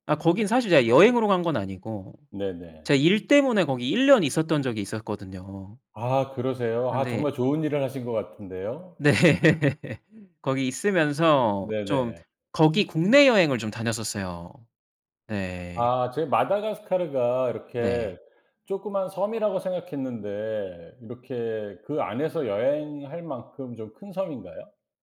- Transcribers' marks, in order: other background noise; laughing while speaking: "네"; laugh
- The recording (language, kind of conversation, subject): Korean, podcast, 가장 기억에 남는 여행 경험을 이야기해 주실 수 있나요?